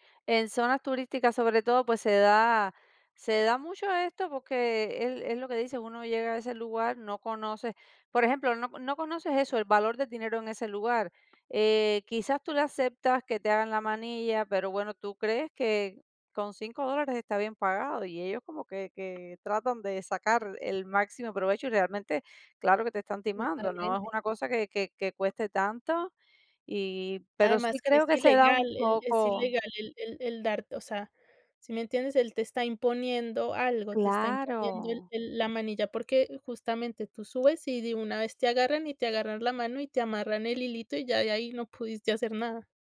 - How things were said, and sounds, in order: none
- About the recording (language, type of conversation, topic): Spanish, podcast, ¿Te han timado como turista alguna vez? ¿Cómo fue?